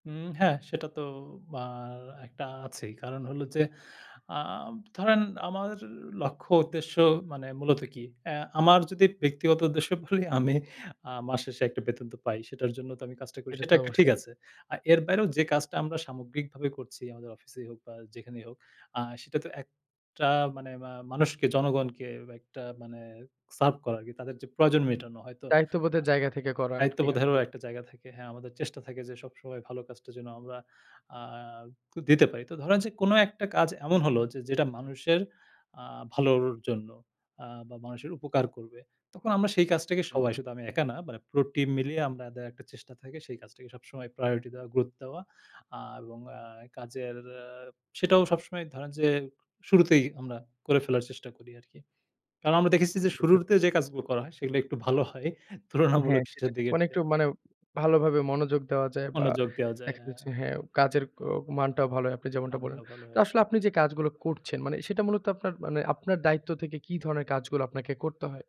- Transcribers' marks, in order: laughing while speaking: "বলি, আমি"; other background noise; tapping; "আমাদের" said as "আমরাদের"; "শুরুতে" said as "শুরুরতে"; laughing while speaking: "ভালো হয়। তুলনামূলক শেষের দিকের চেয়ে"
- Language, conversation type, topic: Bengali, podcast, টাস্কগুলোর অগ্রাধিকার সাধারণত আপনি কীভাবে নির্ধারণ করেন?